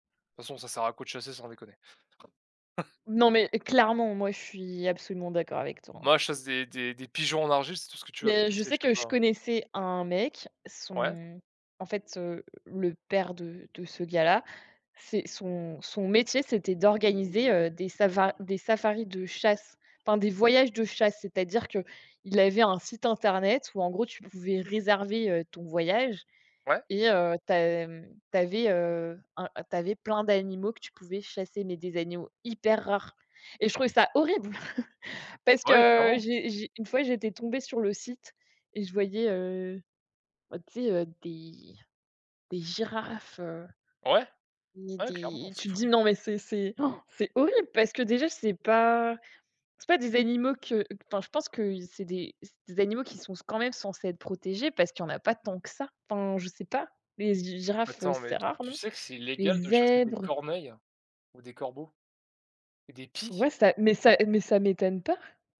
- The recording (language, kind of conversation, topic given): French, unstructured, As-tu déjà vu un animal sauvage près de chez toi ?
- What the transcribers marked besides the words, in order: other background noise; chuckle; tapping; chuckle; gasp; stressed: "pies"